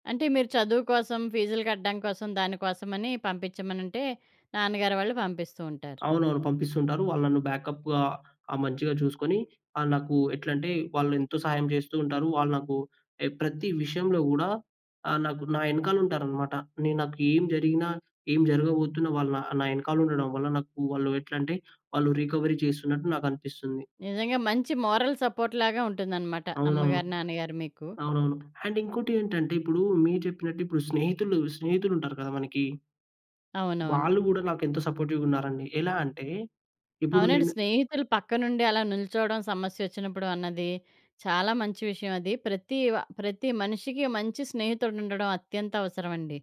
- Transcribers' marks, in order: in English: "బ్యాకప్‌గా"; in English: "రీకవరీ"; in English: "మోరల్ సపోర్ట్"; in English: "అండ్"; in English: "సపోర్టివ్‌గున్నారండి"
- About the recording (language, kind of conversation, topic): Telugu, podcast, స్నేహితులు, కుటుంబం మీకు రికవరీలో ఎలా తోడ్పడారు?